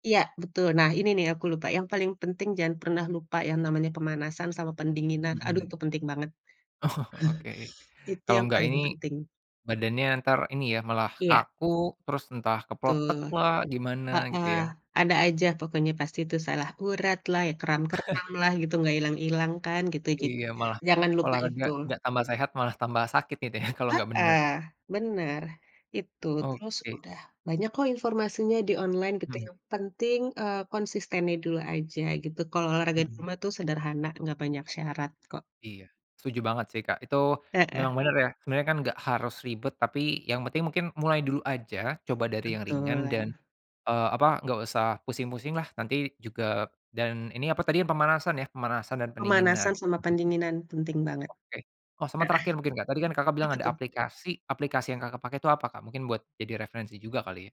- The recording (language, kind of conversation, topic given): Indonesian, podcast, Apa momen paling berkesan dari hobimu?
- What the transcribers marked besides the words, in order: laugh; chuckle; laugh; laughing while speaking: "ya"; other background noise; chuckle